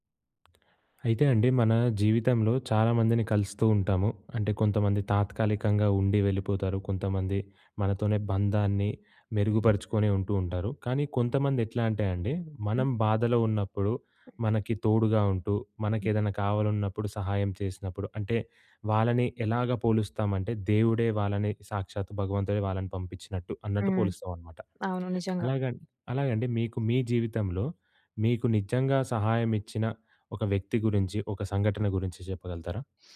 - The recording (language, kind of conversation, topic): Telugu, podcast, మీకు నిజంగా సహాయమిచ్చిన ఒక సంఘటనను చెప్పగలరా?
- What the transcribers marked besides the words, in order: tapping; other noise; other background noise; other street noise